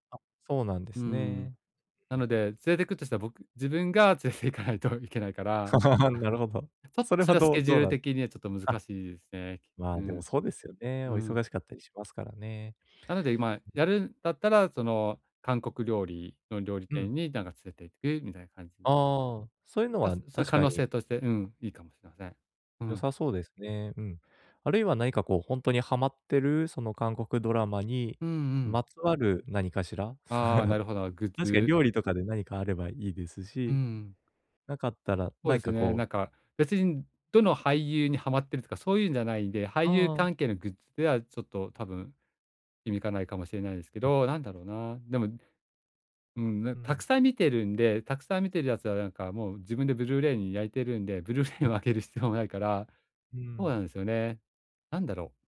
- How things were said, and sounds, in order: laughing while speaking: "連れて行かないと"; laugh; chuckle; other noise; giggle
- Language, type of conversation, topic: Japanese, advice, どうすれば予算内で喜ばれる贈り物を選べますか？
- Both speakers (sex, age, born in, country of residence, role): male, 30-34, Japan, Japan, advisor; male, 45-49, Japan, Japan, user